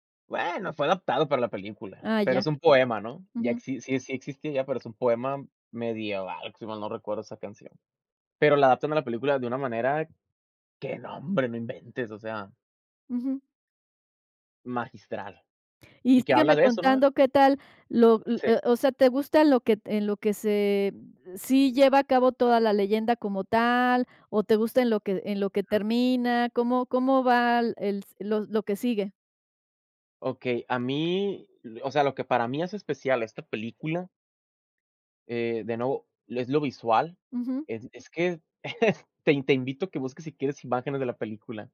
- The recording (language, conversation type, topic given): Spanish, podcast, ¿Cuál es una película que te marcó y qué la hace especial?
- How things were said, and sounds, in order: chuckle